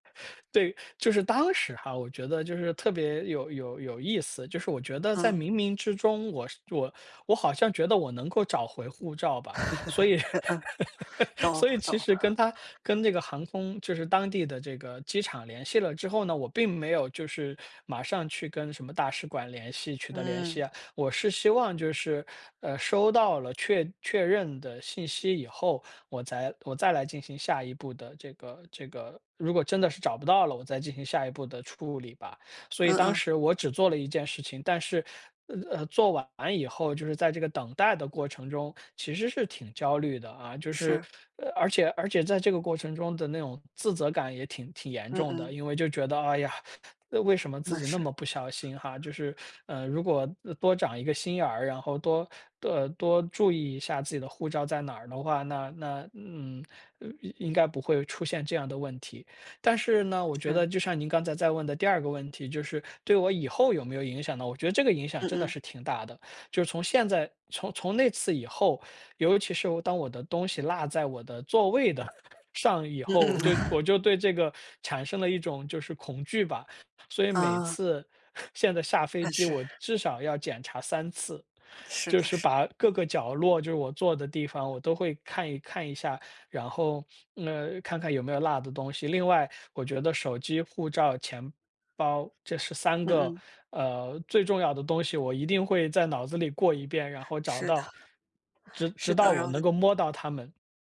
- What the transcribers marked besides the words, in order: laugh; laughing while speaking: "以 所以"; other background noise; tapping; chuckle; chuckle
- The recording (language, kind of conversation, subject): Chinese, podcast, 你有没有因为误机或航班延误而被迫更改行程的经历？
- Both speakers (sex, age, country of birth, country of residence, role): female, 25-29, China, United States, host; male, 40-44, China, United States, guest